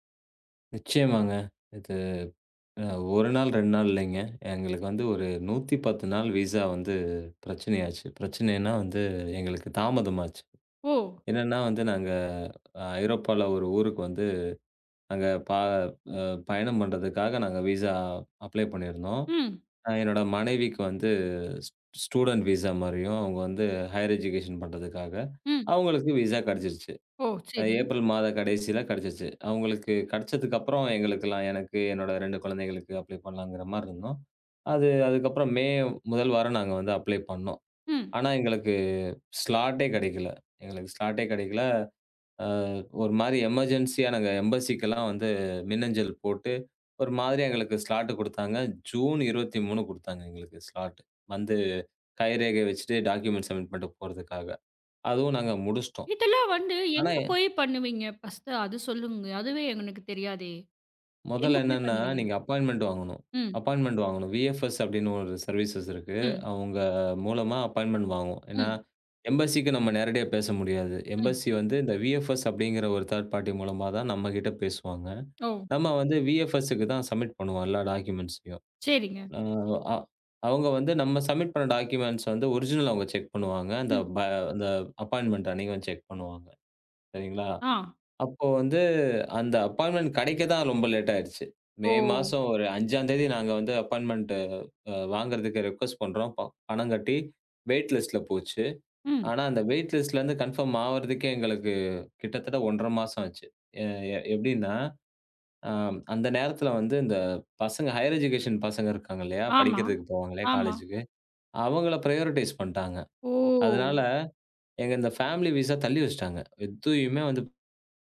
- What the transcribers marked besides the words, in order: in English: "விசா"; in English: "விசா அப்ளை"; in English: "ஸ்டூடண்ட் விசா"; in English: "ஹையர் எஜுகேஷன்"; in English: "விசா"; in English: "அப்ளை"; in English: "அப்ளை"; in English: "ஸ்லாட்டே"; in English: "ஸ்லாட்டே"; in English: "எமர்ஜென்சி"; in English: "எம்பஸிக்லாம்"; in English: "ஸ்லாட்"; in English: "ஸ்லாட்"; in English: "டாக்குமெண்ட் சப்மிட்"; in English: "ஃபர்ஸ்ட்"; in English: "அப்பாயின்ட்மெண்ட்"; in English: "அப்பாயின்ட்மெண்ட்"; in English: "வி.எஃப்.எஸ்"; in English: "சர்வீசஸ்"; drawn out: "அவங்க"; in English: "அப்பாயின்ட்மெண்ட்"; in English: "எம்பஸிக்கு"; in English: "எம்பஸி"; in English: "வி.எஃப்.எஸ்"; in English: "தர்ட் பார்ட்டி"; other noise; in English: "வி.எஃப்.எஸ் க்கு"; in English: "சப்மிட்"; in English: "டாக்குமெண்ட்ஸ்"; in English: "சப்மிட்"; in English: "டாக்குமெண்ட்ஸ் ஒரிஜினல்"; in English: "செக்"; in English: "அப்பாயின்ட்மெண்ட்"; in English: "செக்"; in English: "அப்பாயின்ட்மெண்ட்"; in English: "லேட்"; in English: "அப்பாயின்ட்மெண்ட்"; in English: "ரிக்வெஸ்ட்"; in English: "வெயிட்லிஸ்ட்ல"; in English: "வெயிட்லிஸ்ட்"; in English: "கன்ஃபார்ம்"; in English: "ஹையர் எஜுகேஷன்"; in English: "காலேஜ்க்கு"; in English: "ப்ரையாரிட்டைஸ்"; drawn out: "ஓ!"; in English: "ஃபேமிலி விசா"
- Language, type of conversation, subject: Tamil, podcast, விசா பிரச்சனை காரணமாக உங்கள் பயணம் பாதிக்கப்பட்டதா?